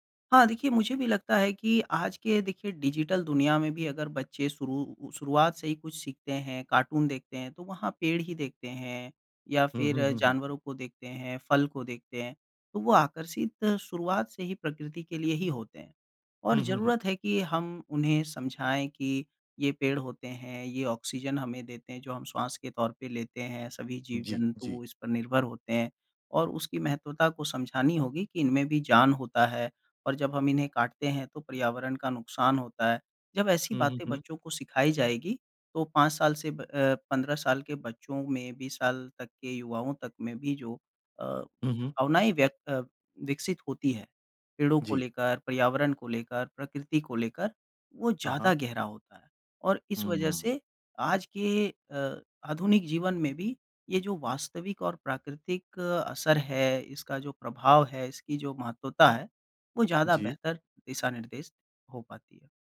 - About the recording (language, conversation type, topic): Hindi, podcast, बच्चों को प्रकृति से जोड़े रखने के प्रभावी तरीके
- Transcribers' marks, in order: none